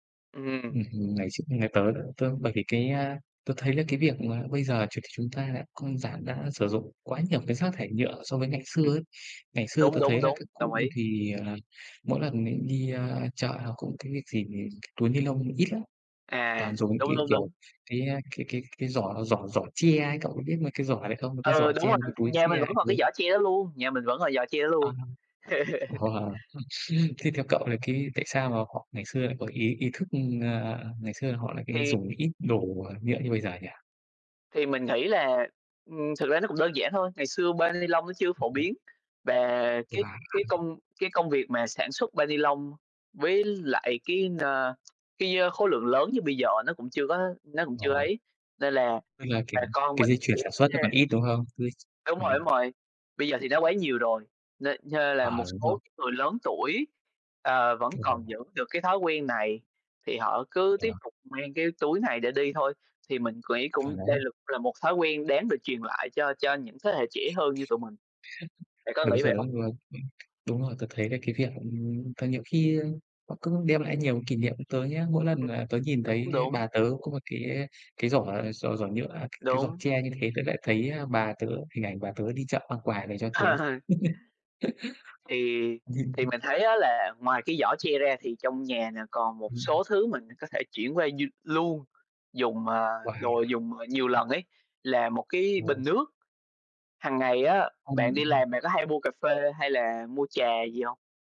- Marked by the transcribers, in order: tapping; other background noise; "mình" said as "mịnh"; laugh; other noise; laugh; laugh
- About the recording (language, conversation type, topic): Vietnamese, unstructured, Làm thế nào để giảm rác thải nhựa trong nhà bạn?